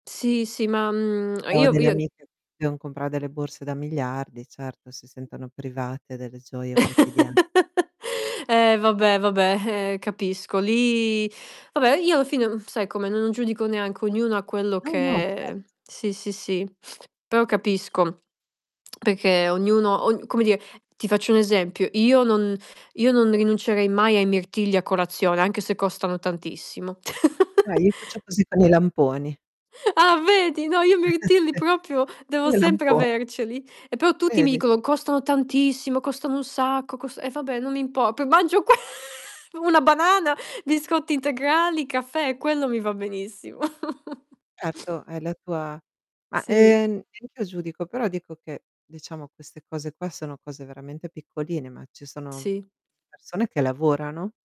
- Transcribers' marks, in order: lip smack; static; distorted speech; tapping; chuckle; other background noise; teeth sucking; lip smack; chuckle; chuckle; "proprio" said as "propio"; laugh; chuckle
- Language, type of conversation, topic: Italian, unstructured, Quali metodi usi per risparmiare senza rinunciare alle piccole gioie quotidiane?